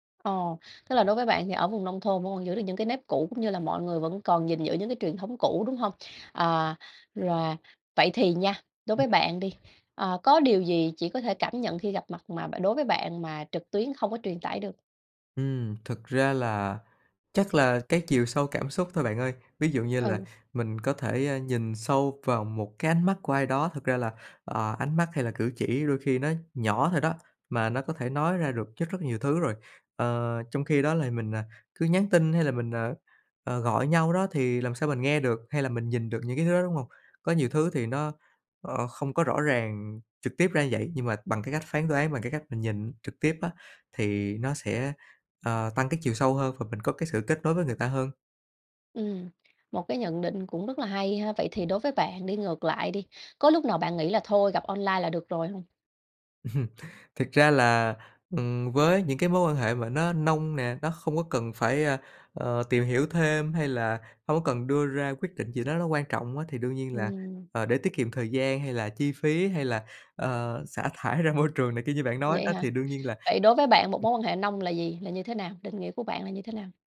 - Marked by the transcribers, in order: "rồi" said as "ròa"; tapping; chuckle; laughing while speaking: "ra môi trường"; other background noise
- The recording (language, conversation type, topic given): Vietnamese, podcast, Theo bạn, việc gặp mặt trực tiếp còn quan trọng đến mức nào trong thời đại mạng?